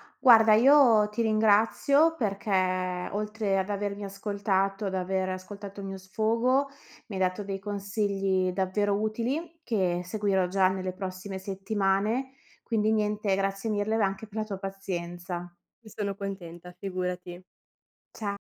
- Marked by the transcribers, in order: "mille" said as "mirle"
- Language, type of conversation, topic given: Italian, advice, Come ti senti all’idea di diventare genitore per la prima volta e come vivi l’ansia legata a questo cambiamento?
- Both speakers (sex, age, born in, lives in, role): female, 20-24, Italy, Italy, advisor; female, 30-34, Italy, Italy, user